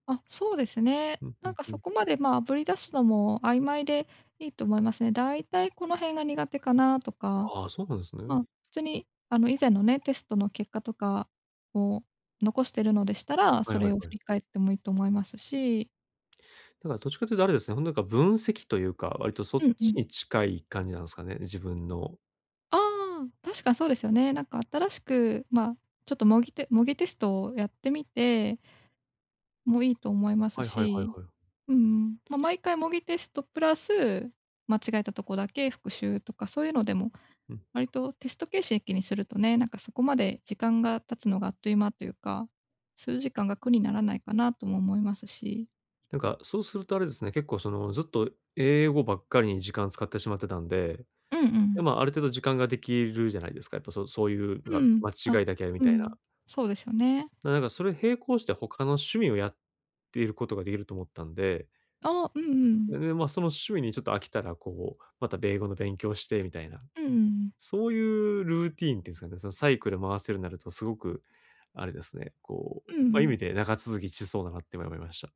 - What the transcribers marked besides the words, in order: other noise
- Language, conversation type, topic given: Japanese, advice, 気分に左右されずに習慣を続けるにはどうすればよいですか？